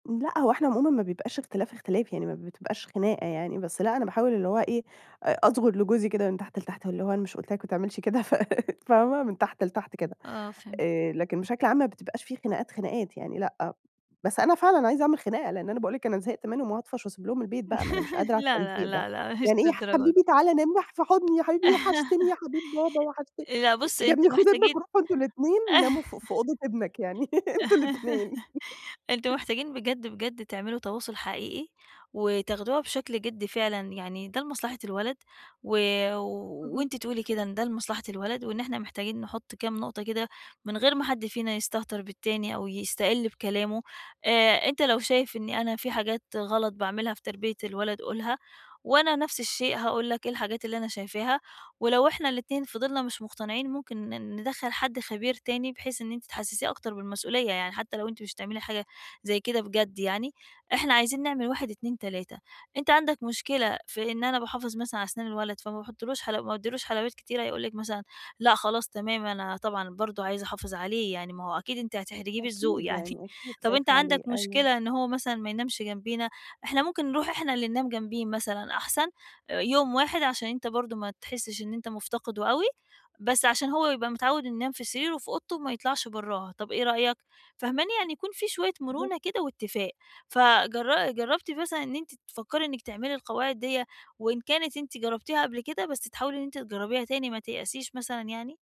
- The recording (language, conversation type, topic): Arabic, advice, ازاي أتكلم مع شريكي عن أساليب تربية ولادنا؟
- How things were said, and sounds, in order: laughing while speaking: "ف"; laugh; put-on voice: "مش للدرجة دي"; laugh; laugh; laughing while speaking: "أنتم الاتنين"; laugh; laughing while speaking: "يعني"